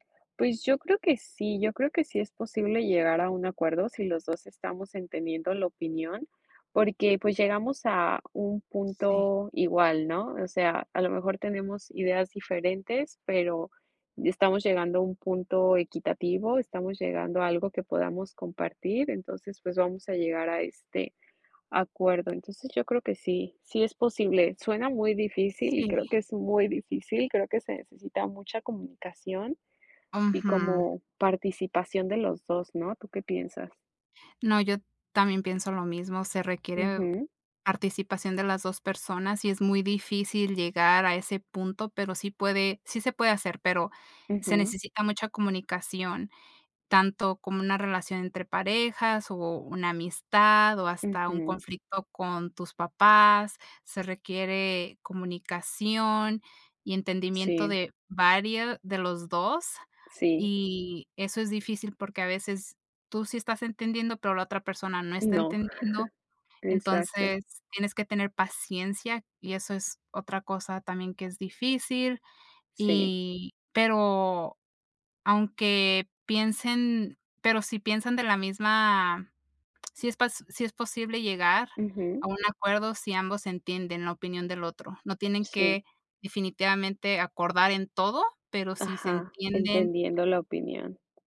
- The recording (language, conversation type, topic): Spanish, unstructured, ¿Crees que es importante comprender la perspectiva de la otra persona en un conflicto?
- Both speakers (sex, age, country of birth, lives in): female, 30-34, Mexico, United States; female, 30-34, United States, United States
- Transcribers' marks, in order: tapping; chuckle